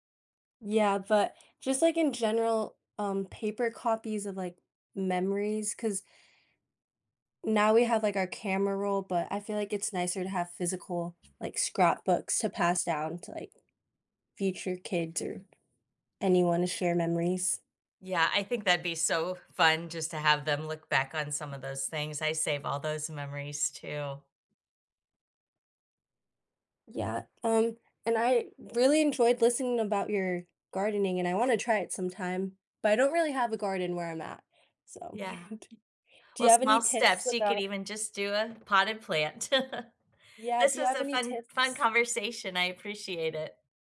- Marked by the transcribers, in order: other background noise; chuckle; laugh
- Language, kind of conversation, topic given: English, unstructured, What hobby do you enjoy the most, and why?
- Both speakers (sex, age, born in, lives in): female, 20-24, United States, United States; female, 50-54, United States, United States